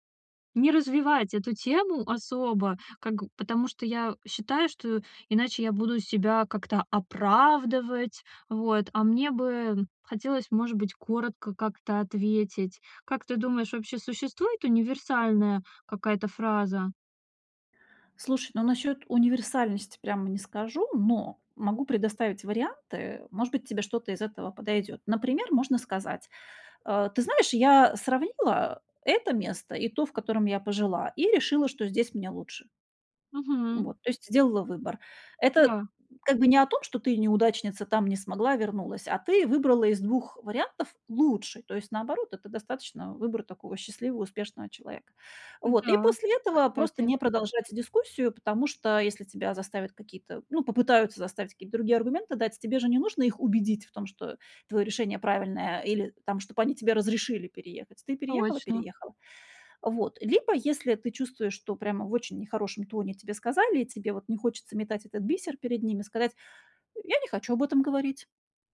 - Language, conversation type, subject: Russian, advice, Как мне перестать бояться оценки со стороны других людей?
- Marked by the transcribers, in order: none